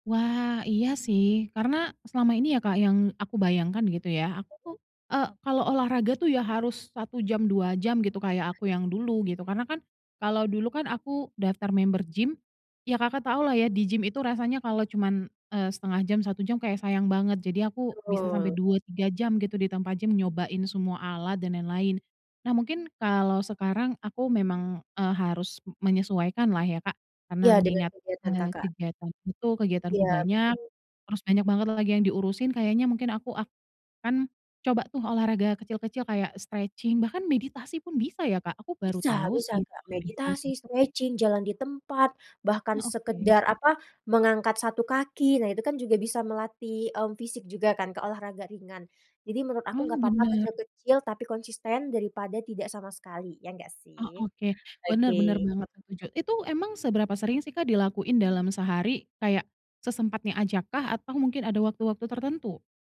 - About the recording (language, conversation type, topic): Indonesian, advice, Bagaimana perasaan tidak percaya diri terhadap penampilan tubuh Anda muncul dan memengaruhi kehidupan sehari-hari Anda?
- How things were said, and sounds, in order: other background noise; in English: "member"; tapping; in English: "stretching"; in English: "stretching"